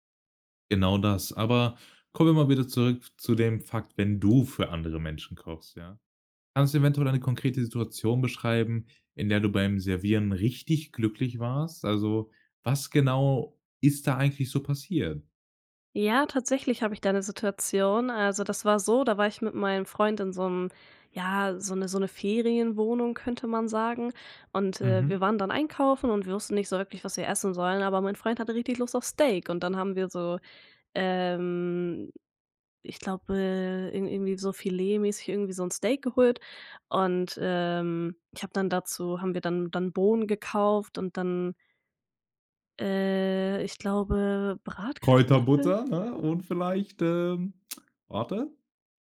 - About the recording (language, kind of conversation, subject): German, podcast, Was begeistert dich am Kochen für andere Menschen?
- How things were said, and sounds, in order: stressed: "du"; stressed: "Steak"; joyful: "Kräuterbutter"; tongue click